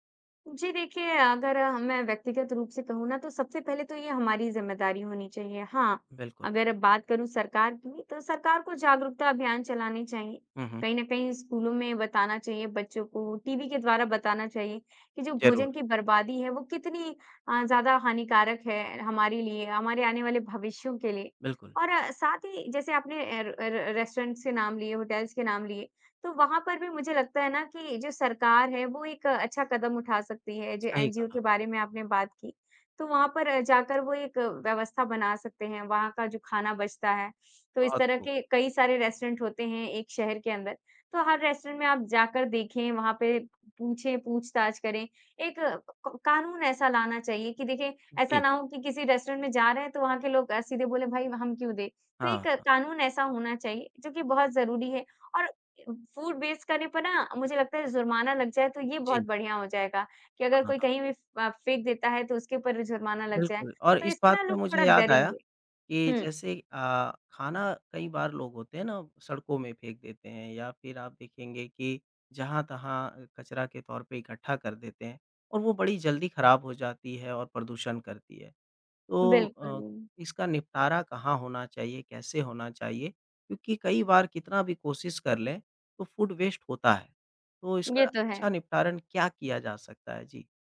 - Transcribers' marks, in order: in English: "र रेस्टोरेंट्स"; in English: "होटेल्स"; in English: "एनजीओ"; in English: "रेस्टोरेंट"; in English: "रेस्टोरेंट"; in English: "रेस्टोरेंट"; in English: "फूड वेस्ट"; in English: "फूड वेस्ट"
- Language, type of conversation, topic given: Hindi, podcast, रोज़मर्रा की जिंदगी में खाद्य अपशिष्ट कैसे कम किया जा सकता है?